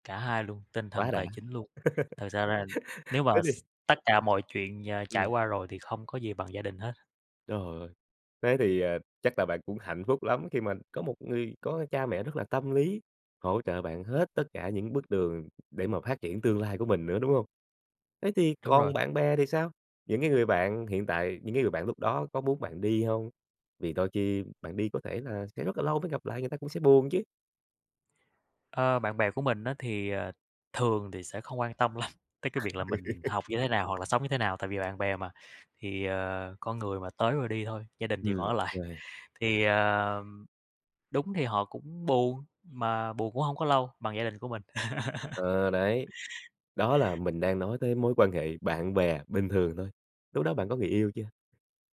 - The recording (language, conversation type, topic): Vietnamese, podcast, Quyết định nào đã thay đổi cuộc đời bạn nhiều nhất?
- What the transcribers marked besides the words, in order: tapping; laugh; other background noise; laughing while speaking: "lắm"; laugh; unintelligible speech; laugh